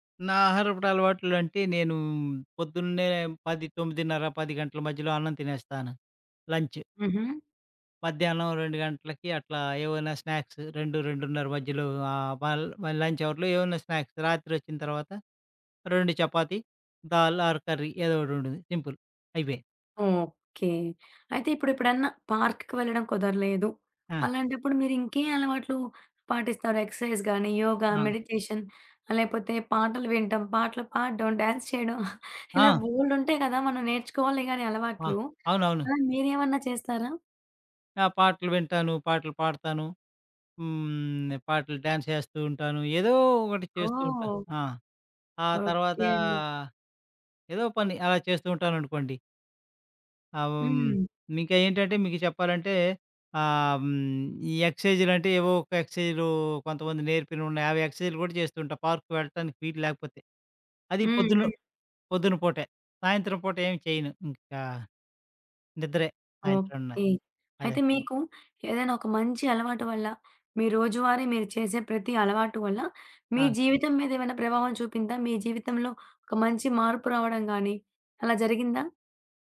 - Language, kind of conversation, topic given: Telugu, podcast, రోజువారీ పనిలో ఆనందం పొందేందుకు మీరు ఏ చిన్న అలవాట్లు ఎంచుకుంటారు?
- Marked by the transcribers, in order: in English: "స్నాక్స్"; in English: "లంచ్ అవర్‌లో"; in English: "స్నాక్స్"; in Hindi: "దాల్"; in English: "ఆర్ కర్రీ"; in English: "సింపుల్"; in English: "పార్క్‌కి"; in English: "ఎక్సర్సైజ్"; in English: "మెడిటేషన్"; in English: "డాన్స్"; giggle; in English: "డాన్స్"; tapping; in English: "పార్క్‌కి"